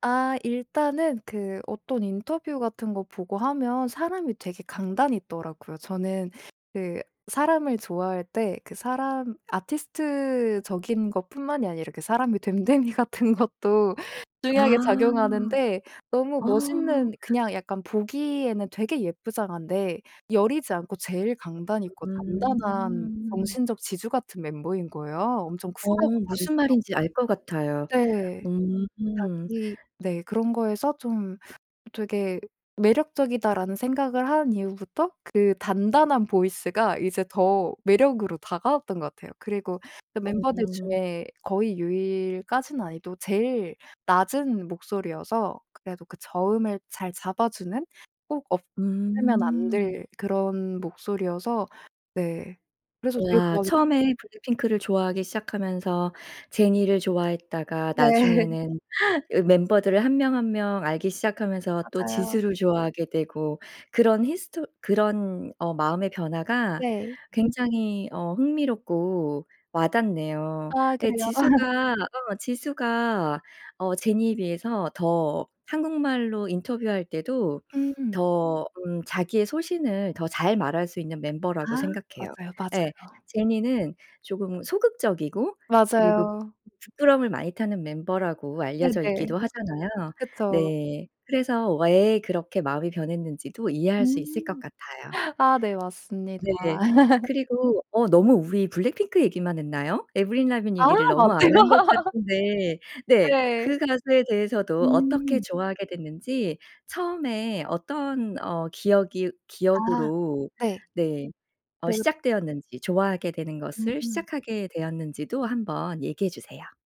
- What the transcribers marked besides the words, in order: other background noise; laughing while speaking: "됨됨이 같은 것도"; tapping; laugh; other noise; laugh; laugh; laugh
- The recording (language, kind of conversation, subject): Korean, podcast, 좋아하는 가수나 밴드에 대해 이야기해 주실 수 있나요?